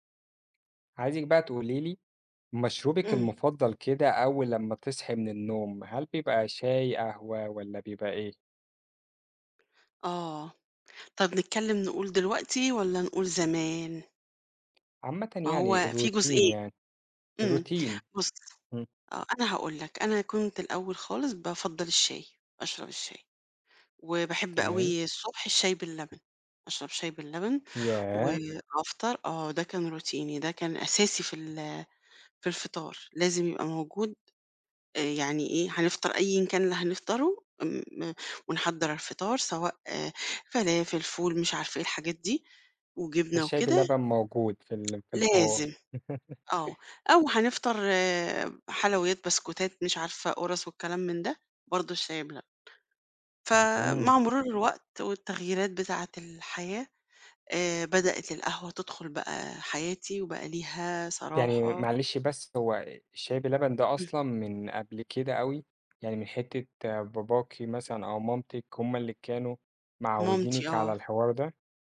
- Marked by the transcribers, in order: other background noise; in English: "الRoutine"; in English: "الRoutine"; in English: "روتيني"; tapping; laugh
- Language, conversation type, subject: Arabic, podcast, قهوة ولا شاي الصبح؟ إيه السبب؟